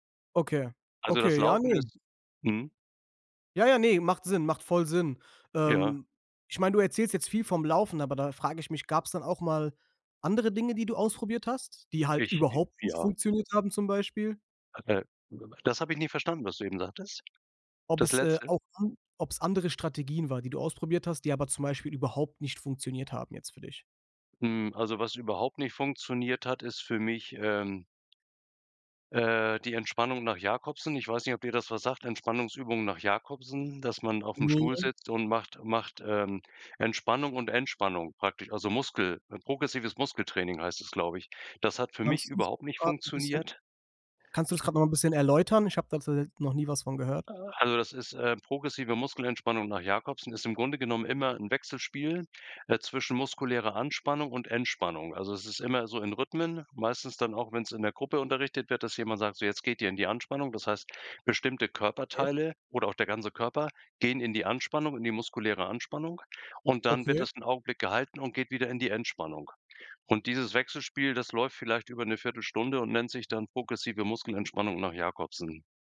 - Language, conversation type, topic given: German, podcast, Wie gehst du mit Stress im Alltag um?
- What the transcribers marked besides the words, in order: unintelligible speech; unintelligible speech